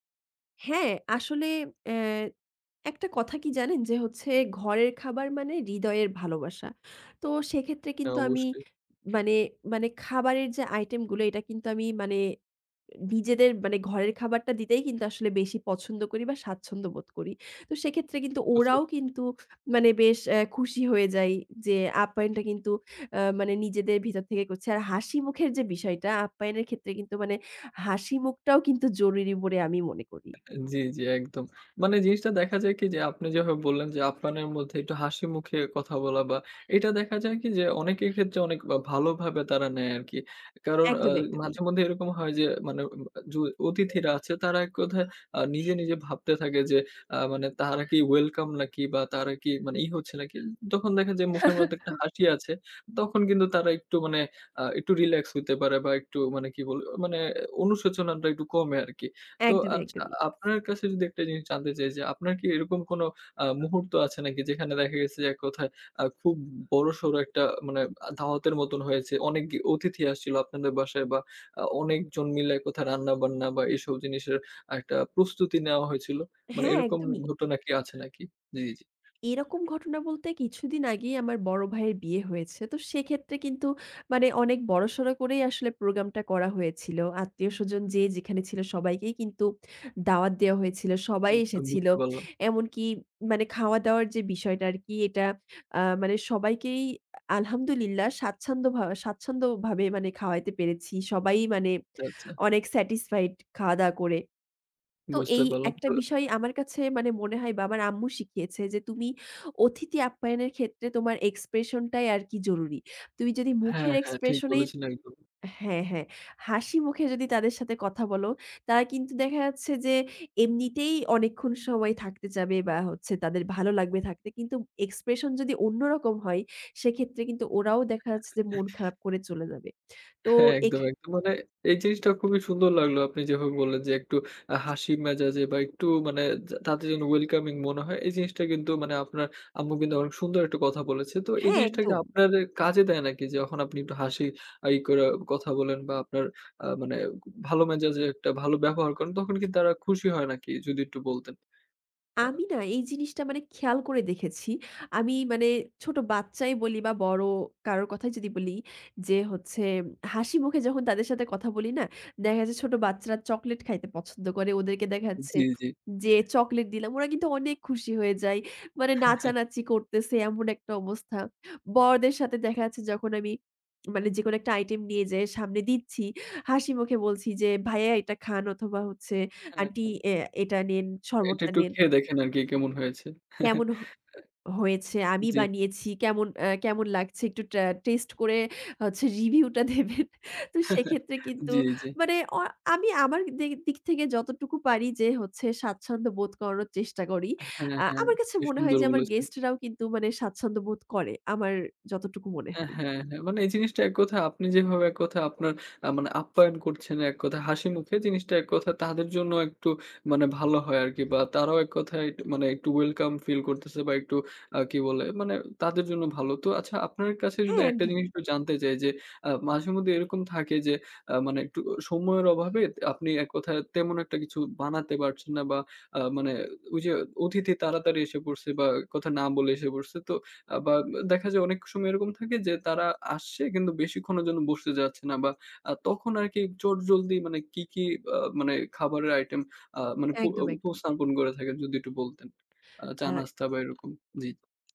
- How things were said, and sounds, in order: other background noise; chuckle; horn; tapping; in Arabic: "আলহামদুলিল্লাহ"; other noise; in English: "welcoming"; chuckle; lip smack; chuckle; laughing while speaking: "রিভিউটা দেবেন"; chuckle; in English: "welcome feel"
- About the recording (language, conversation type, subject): Bengali, podcast, আপনি অতিথিদের জন্য কী ধরনের খাবার আনতে পছন্দ করেন?